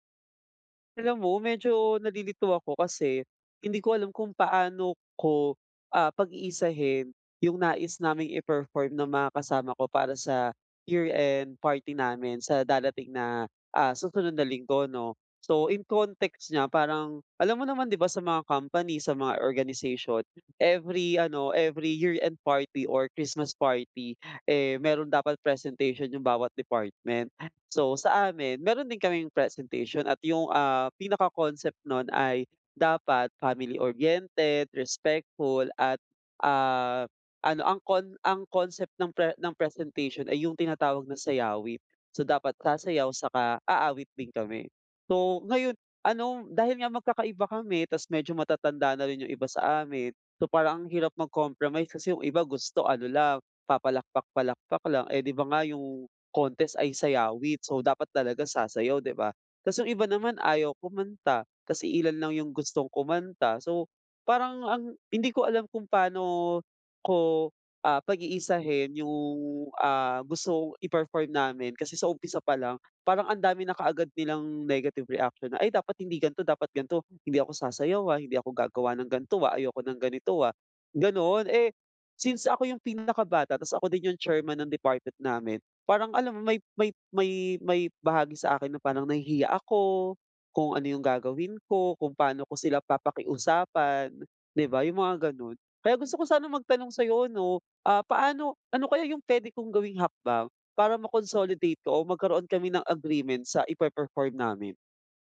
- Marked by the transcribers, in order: none
- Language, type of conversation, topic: Filipino, advice, Paano ko haharapin ang hindi pagkakasundo ng mga interes sa grupo?